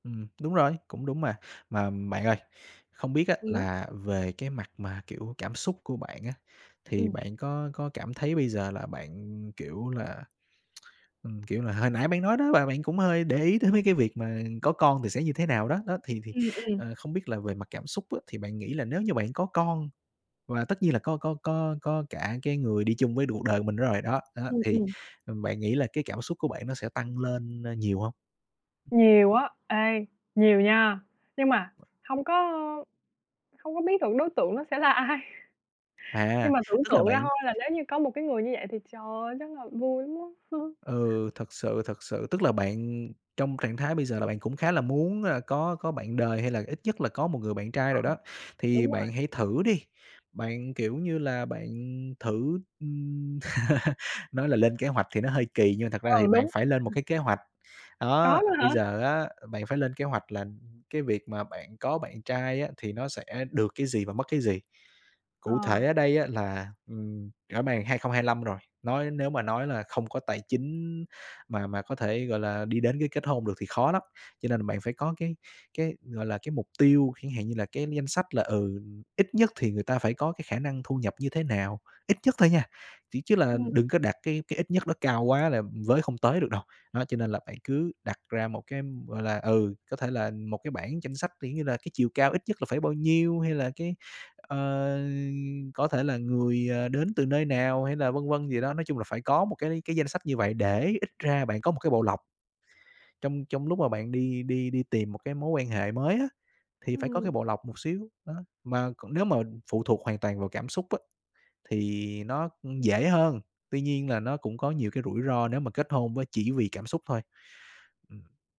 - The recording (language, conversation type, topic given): Vietnamese, advice, Tôi nên chọn kết hôn hay sống độc thân?
- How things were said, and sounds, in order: tsk; "cuộc" said as "đù"; tapping; other background noise; laughing while speaking: "ai"; chuckle; laugh; chuckle